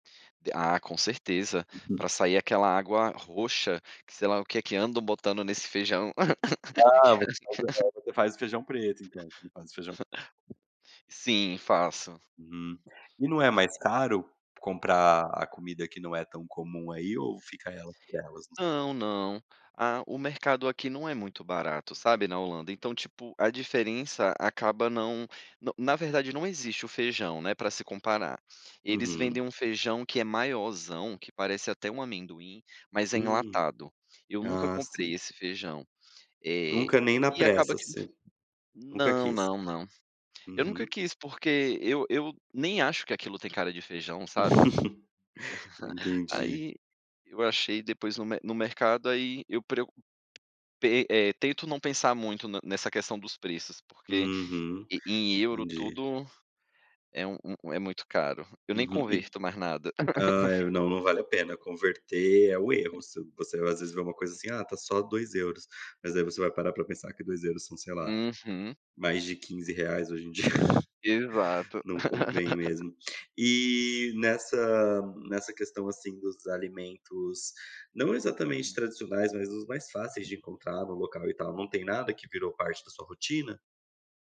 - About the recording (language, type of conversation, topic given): Portuguese, podcast, Você conheceu alguém que lhe apresentou a comida local?
- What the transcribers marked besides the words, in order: tapping; unintelligible speech; laugh; chuckle; other background noise; other noise; laugh; chuckle; laugh; chuckle; laugh